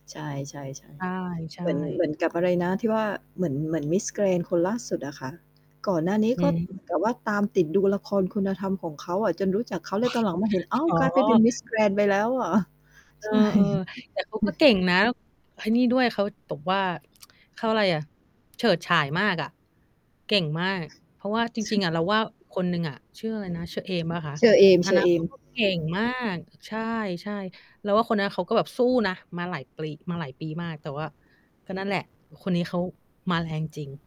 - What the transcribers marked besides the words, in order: mechanical hum; distorted speech; laughing while speaking: "ใช่"; chuckle; tapping
- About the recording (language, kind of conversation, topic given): Thai, unstructured, อะไรคือสิ่งที่ทำให้คุณมีความสุขที่สุดในชีวิตประจำวัน?
- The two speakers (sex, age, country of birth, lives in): female, 30-34, Thailand, United States; female, 40-44, Thailand, Thailand